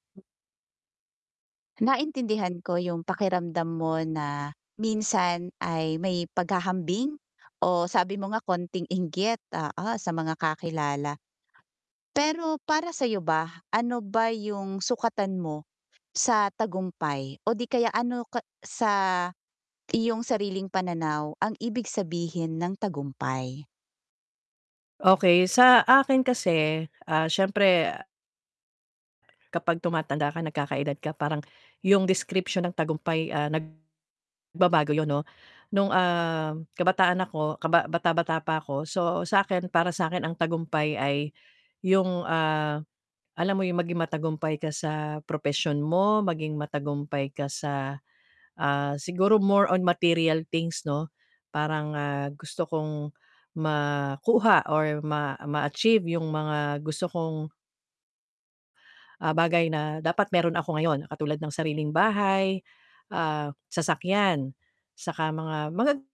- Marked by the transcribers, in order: other background noise; static; tapping; distorted speech
- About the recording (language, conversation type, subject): Filipino, advice, Paano ko malalaman kung tunay akong matagumpay at may kumpiyansa sa sarili?
- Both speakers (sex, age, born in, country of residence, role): female, 40-44, Philippines, Philippines, advisor; female, 45-49, Philippines, Philippines, user